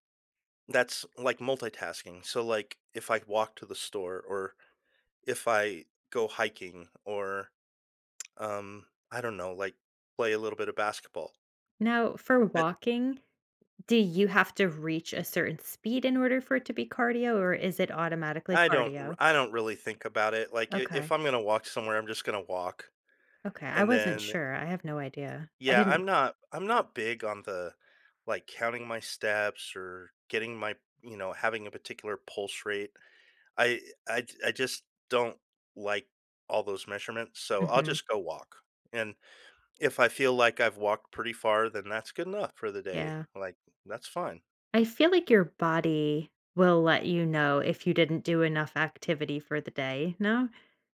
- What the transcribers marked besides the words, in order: lip smack; tapping
- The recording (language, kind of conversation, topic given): English, unstructured, How can I motivate myself on days I have no energy?